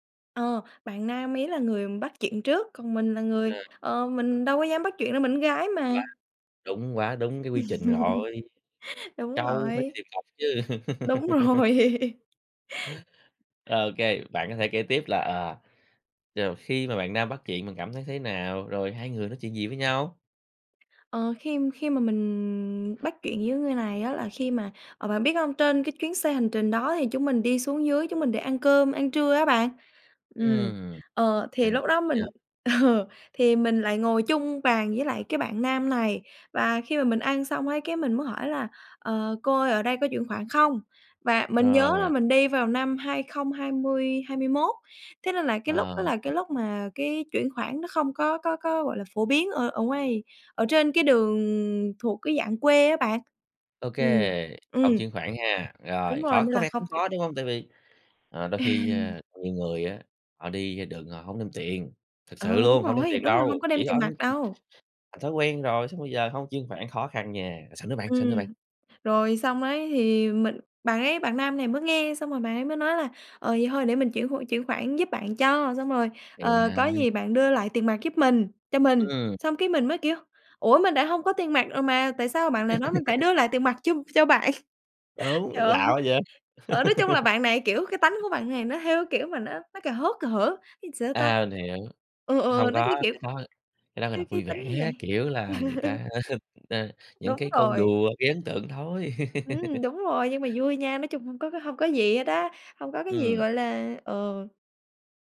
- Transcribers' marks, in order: laugh; laugh; laughing while speaking: "rồi"; tapping; laughing while speaking: "ờ"; laughing while speaking: "Ừm"; other background noise; laugh; laughing while speaking: "bạn? Trời ơi!"; laugh; laugh; laugh
- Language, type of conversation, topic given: Vietnamese, podcast, Bạn có kỷ niệm hài hước nào với người lạ trong một chuyến đi không?